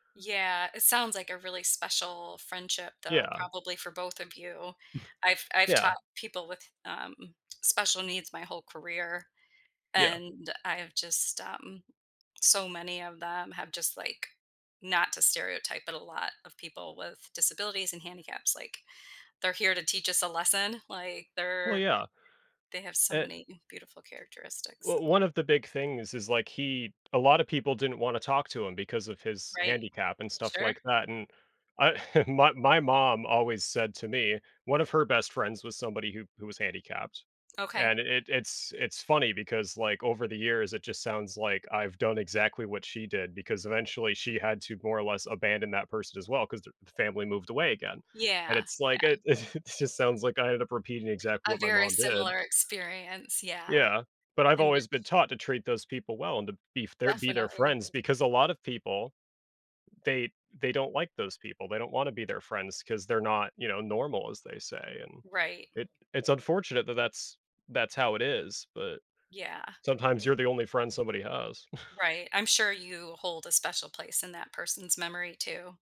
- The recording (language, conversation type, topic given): English, unstructured, What lost friendship do you sometimes think about?
- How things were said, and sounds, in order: chuckle; chuckle; laughing while speaking: "it it"; chuckle